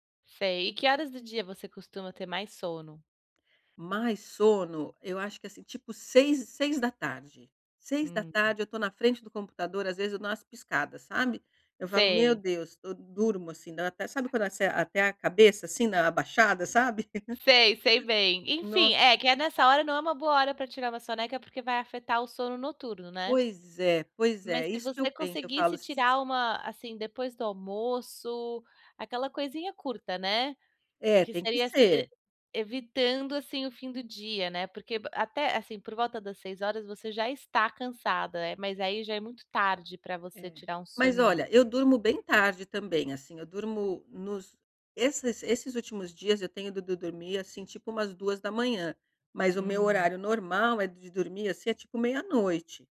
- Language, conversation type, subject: Portuguese, advice, Como posso usar cochilos para aumentar minha energia durante o dia?
- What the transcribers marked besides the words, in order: tapping; chuckle